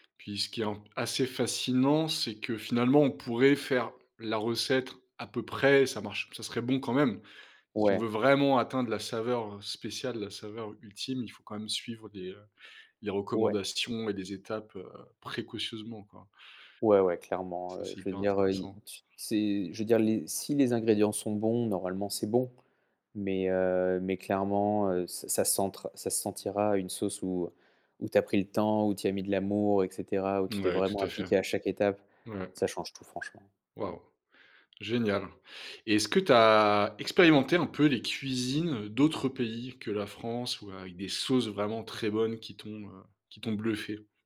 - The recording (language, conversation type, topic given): French, podcast, As-tu une astuce pour rattraper une sauce ratée ?
- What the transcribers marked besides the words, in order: other background noise